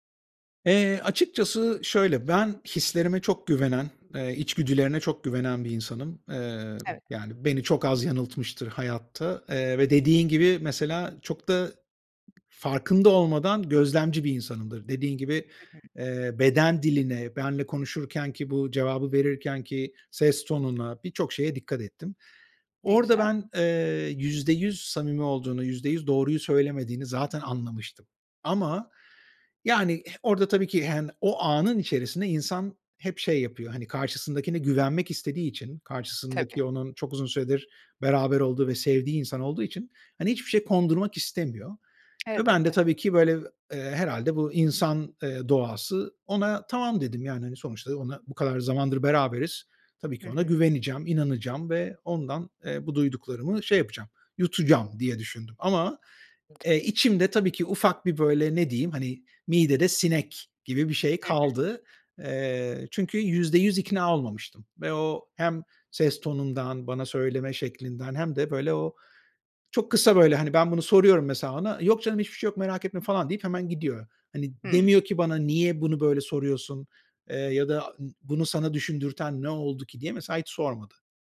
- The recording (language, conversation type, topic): Turkish, advice, Uzun bir ilişkiden sonra yaşanan ani ayrılığı nasıl anlayıp kabullenebilirim?
- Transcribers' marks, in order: tapping; other background noise; lip smack; unintelligible speech